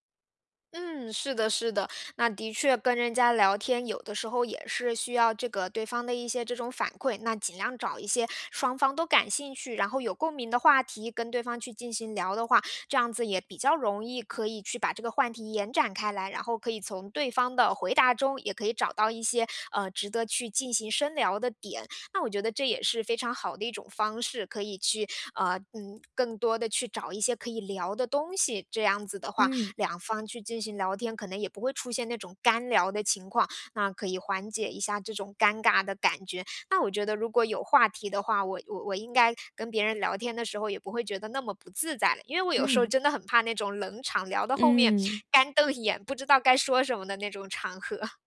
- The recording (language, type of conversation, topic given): Chinese, advice, 如何在派对上不显得格格不入？
- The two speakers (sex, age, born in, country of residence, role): female, 30-34, China, Germany, user; female, 30-34, China, United States, advisor
- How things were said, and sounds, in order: laughing while speaking: "眼"; laughing while speaking: "合"